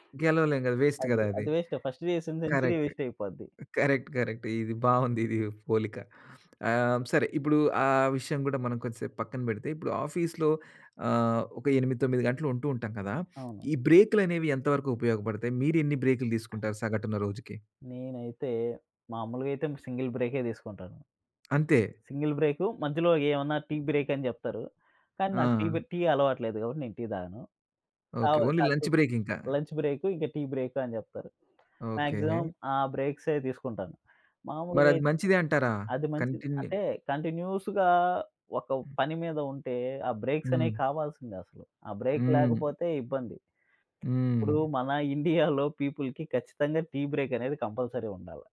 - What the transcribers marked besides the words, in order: in English: "వేస్ట్"; in English: "ఫస్ట్"; in English: "కరెక్ట్. కరెక్ట్. కరెక్ట్"; laughing while speaking: "కరెక్ట్. కరెక్ట్"; tapping; other background noise; in English: "ఆఫీస్‌లో"; in English: "సింగిల్"; in English: "సింగిల్"; in English: "బ్రేక్"; in English: "ఓన్లీ లంచ్ బ్రేక్"; in English: "లంచ్ బ్రేక్"; in English: "బ్రేక్"; in English: "మాక్సిమం"; in English: "కంటిన్యూ"; in English: "కంటిన్యూయస్‌గా"; in English: "బ్రేక్"; chuckle; in English: "పీపుల్‌కి"; in English: "బ్రేక్"; in English: "కంపల్సరీ"
- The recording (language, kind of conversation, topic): Telugu, podcast, సంతోషకరమైన కార్యాలయ సంస్కృతి ఏర్పడాలంటే అవసరమైన అంశాలు ఏమేవి?